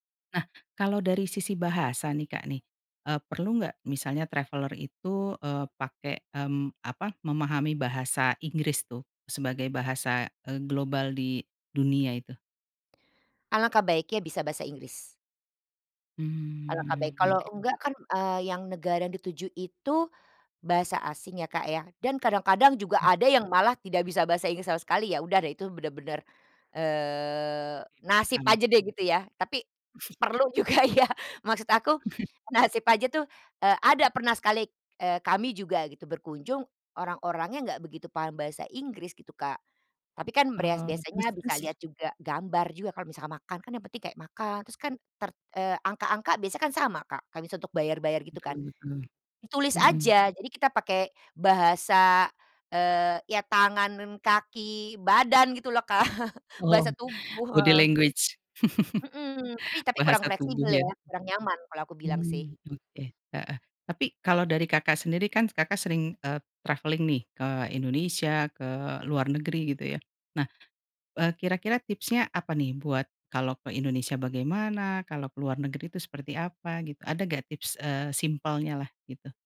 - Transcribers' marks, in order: in English: "traveller"; chuckle; laughing while speaking: "perlu juga ya"; chuckle; other background noise; in English: "body language?"; chuckle; tapping; in English: "travelling"
- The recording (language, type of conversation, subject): Indonesian, podcast, Apa saran utama yang kamu berikan kepada orang yang baru pertama kali bepergian sebelum mereka berangkat?